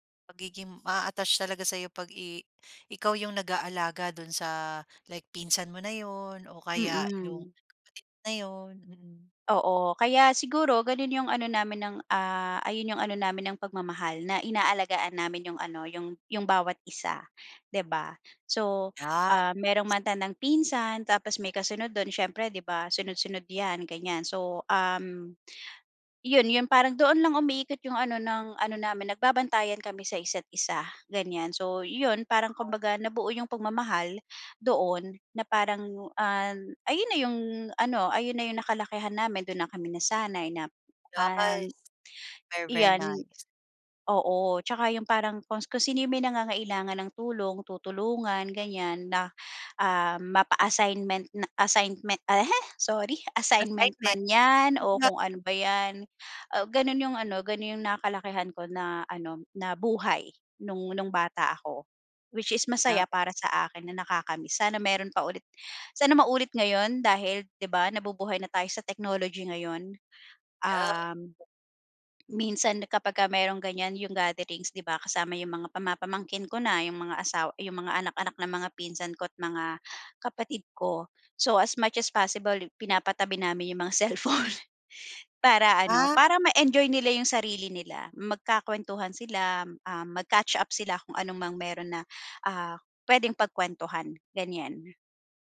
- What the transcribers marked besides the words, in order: "Yes" said as "Yas"; unintelligible speech; laughing while speaking: "cellphone"
- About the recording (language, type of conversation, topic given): Filipino, podcast, Ano ang unang alaala mo tungkol sa pamilya noong bata ka?